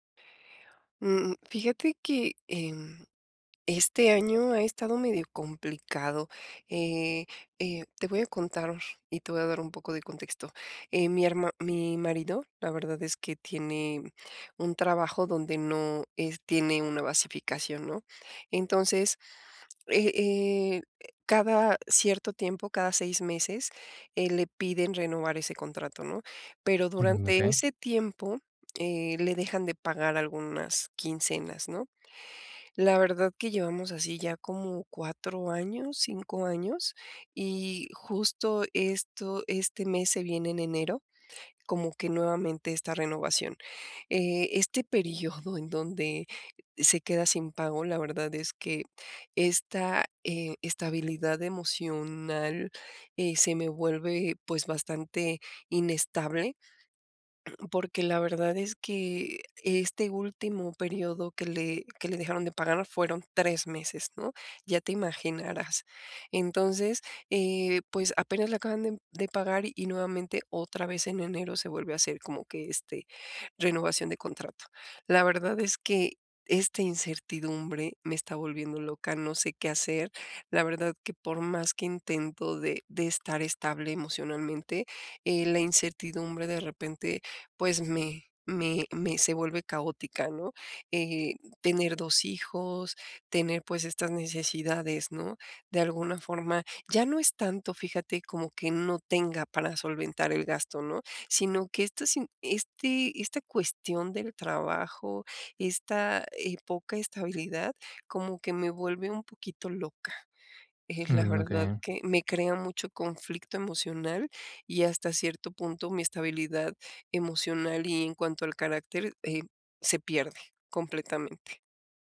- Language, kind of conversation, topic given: Spanish, advice, ¿Cómo puedo preservar mi estabilidad emocional cuando todo a mi alrededor es incierto?
- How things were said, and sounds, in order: laughing while speaking: "periodo"; other background noise